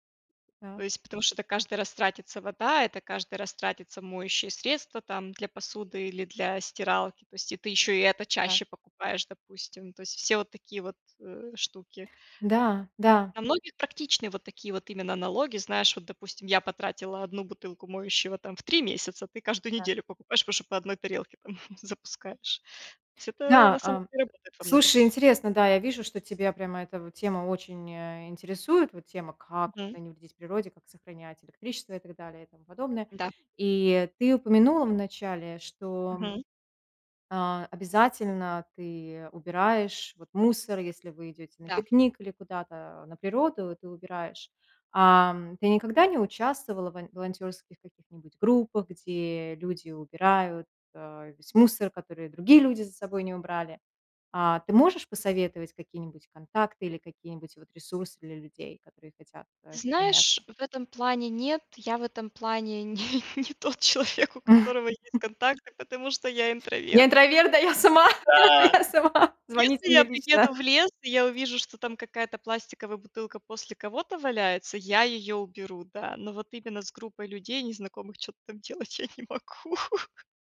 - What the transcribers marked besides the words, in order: chuckle; laughing while speaking: "не не тот"; chuckle; laughing while speaking: "да я сама, я сама"; laughing while speaking: "я не могу"; chuckle
- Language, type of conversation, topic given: Russian, podcast, Какие простые привычки помогают не вредить природе?